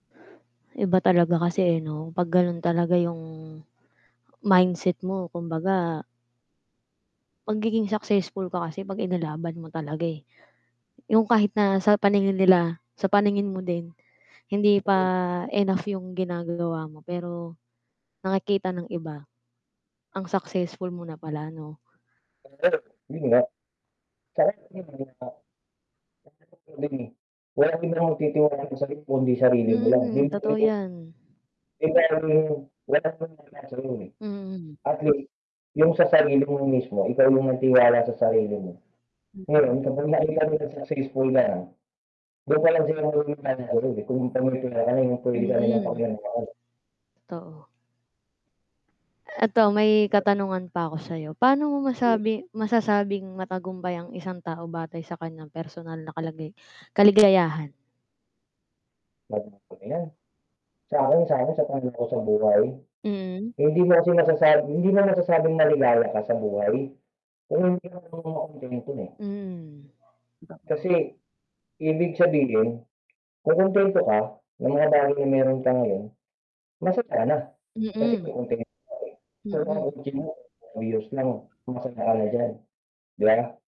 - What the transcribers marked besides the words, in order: mechanical hum; drawn out: "yung"; static; unintelligible speech; unintelligible speech; unintelligible speech; distorted speech; unintelligible speech; unintelligible speech; unintelligible speech; "Totoo" said as "Too"; unintelligible speech; dog barking
- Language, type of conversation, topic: Filipino, unstructured, Paano mo ipaliliwanag ang konsepto ng tagumpay sa isang simpleng usapan?
- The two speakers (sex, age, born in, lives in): female, 25-29, Philippines, Philippines; male, 35-39, Philippines, Philippines